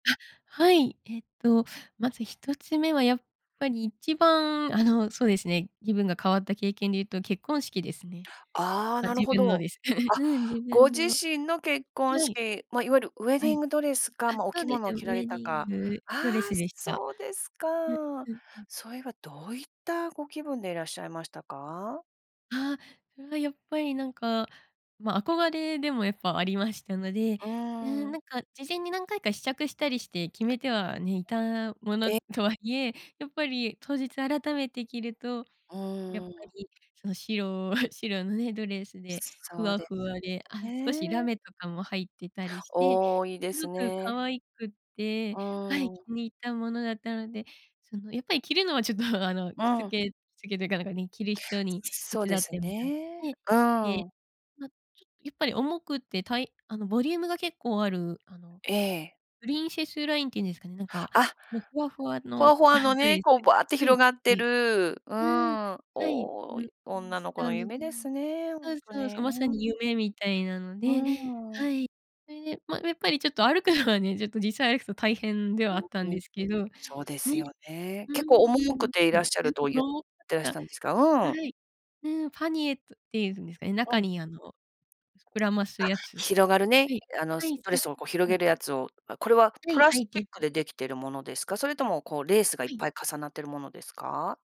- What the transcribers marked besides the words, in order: chuckle; laughing while speaking: "とはいえ"; chuckle; laughing while speaking: "ちょっと、あの"; other background noise; laughing while speaking: "歩くのはね"; unintelligible speech; "パニエ" said as "パニエット"
- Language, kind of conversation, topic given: Japanese, podcast, 服装で気分が変わった経験はありますか？